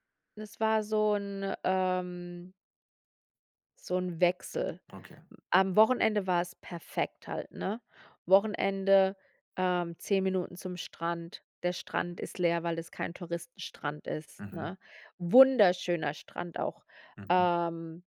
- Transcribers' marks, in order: none
- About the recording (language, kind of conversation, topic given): German, podcast, Welche Begegnung hat deine Sicht auf ein Land verändert?